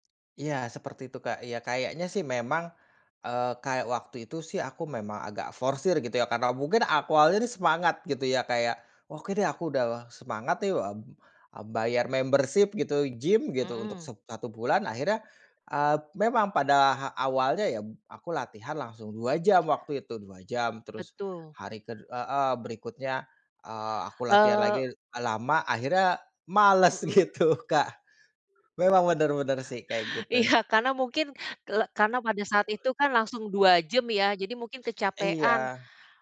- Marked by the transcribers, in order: in English: "membership"; laughing while speaking: "gitu"; other background noise
- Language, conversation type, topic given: Indonesian, advice, Mengapa saya sering kehilangan motivasi untuk berlatih setelah beberapa minggu, dan bagaimana cara mempertahankannya?